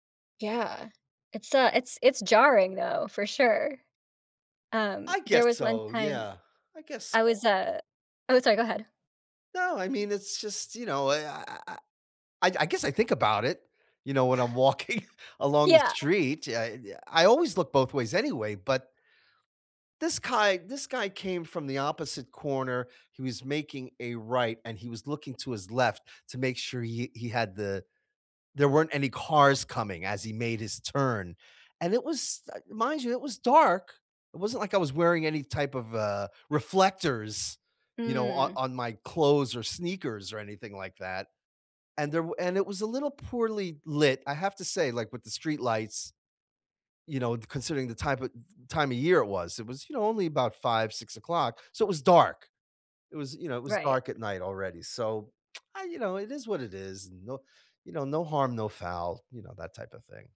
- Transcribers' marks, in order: tapping; chuckle; laughing while speaking: "walking"; other noise; "guy" said as "cuy"; lip smack
- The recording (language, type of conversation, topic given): English, unstructured, What changes would improve your local community the most?
- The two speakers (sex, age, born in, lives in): female, 30-34, United States, United States; male, 60-64, United States, United States